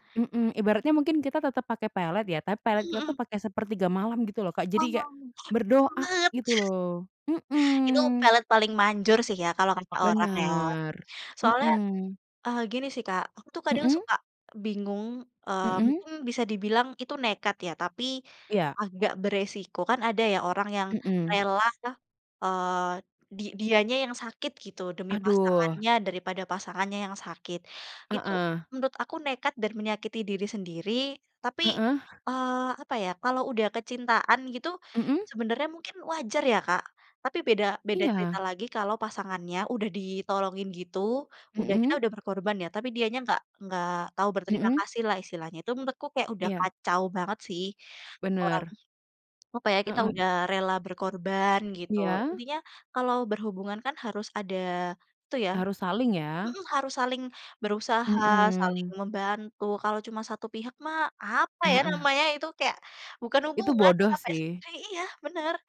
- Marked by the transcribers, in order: other background noise; chuckle
- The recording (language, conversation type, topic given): Indonesian, unstructured, Pernahkah kamu melakukan sesuatu yang nekat demi cinta?